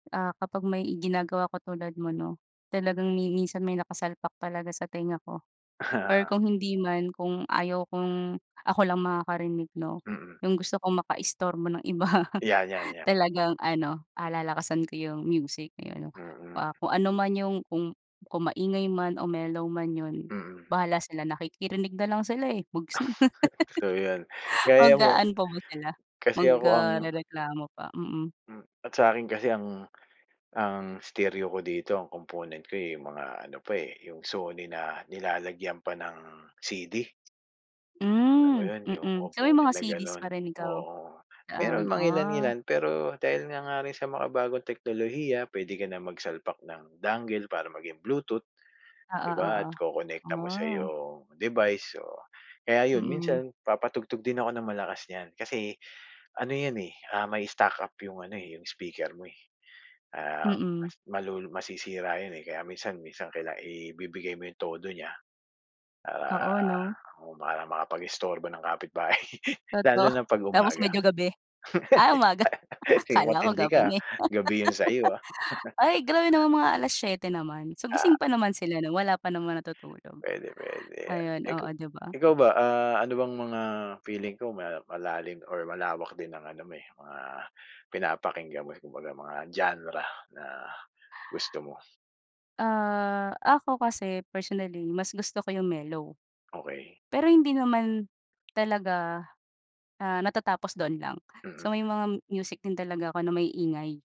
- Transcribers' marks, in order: chuckle; laughing while speaking: "ng iba"; laugh; unintelligible speech; laugh; tapping; laugh; laugh; background speech
- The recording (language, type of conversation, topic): Filipino, unstructured, Paano nakakatulong ang musika sa iyong araw-araw na buhay?